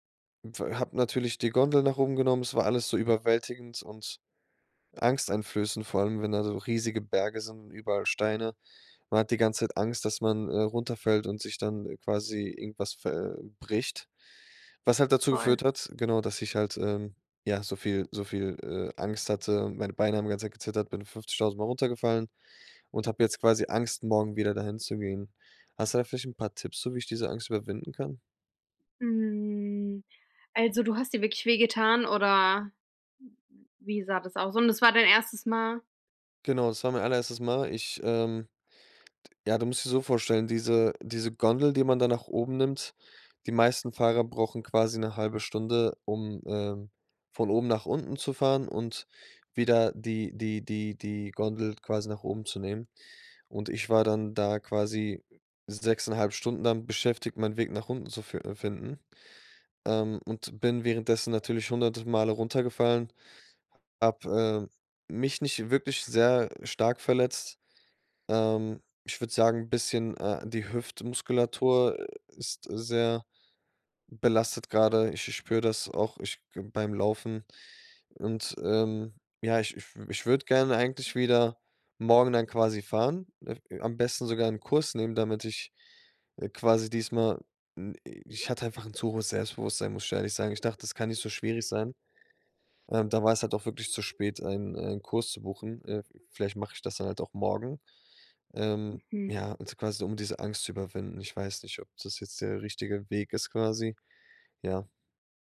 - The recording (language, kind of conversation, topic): German, advice, Wie kann ich meine Reiseängste vor neuen Orten überwinden?
- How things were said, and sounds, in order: unintelligible speech; drawn out: "Hm"; other background noise; unintelligible speech